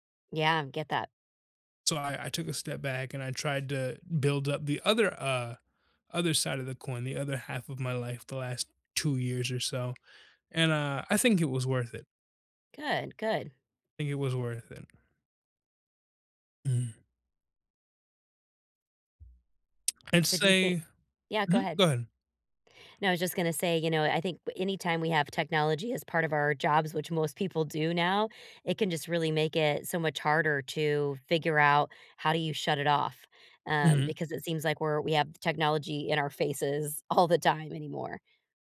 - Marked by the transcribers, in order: laughing while speaking: "all"
- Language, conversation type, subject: English, unstructured, How can I balance work and personal life?